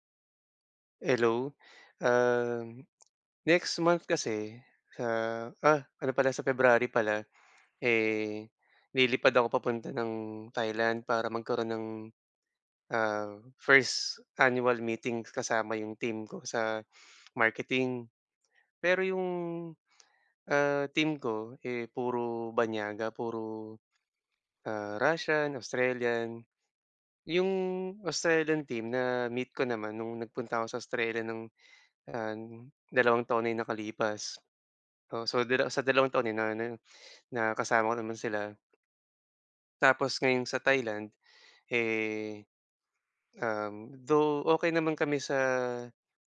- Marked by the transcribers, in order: in English: "first annual meeting"; in English: "though"
- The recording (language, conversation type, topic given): Filipino, advice, Paano ako makikipag-ugnayan sa lokal na administrasyon at mga tanggapan dito?
- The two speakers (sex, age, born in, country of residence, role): female, 40-44, Philippines, Philippines, advisor; male, 45-49, Philippines, Philippines, user